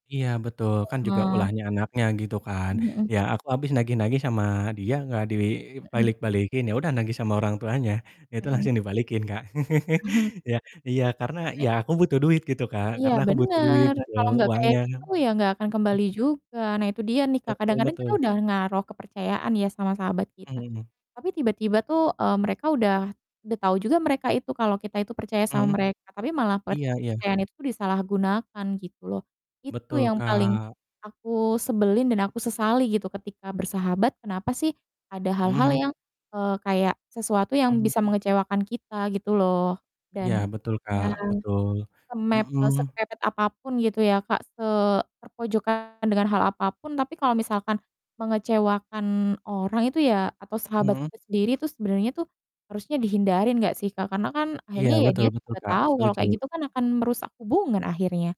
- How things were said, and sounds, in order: distorted speech; chuckle; unintelligible speech; other noise; chuckle
- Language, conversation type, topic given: Indonesian, unstructured, Apa nilai yang paling kamu hargai dalam persahabatan?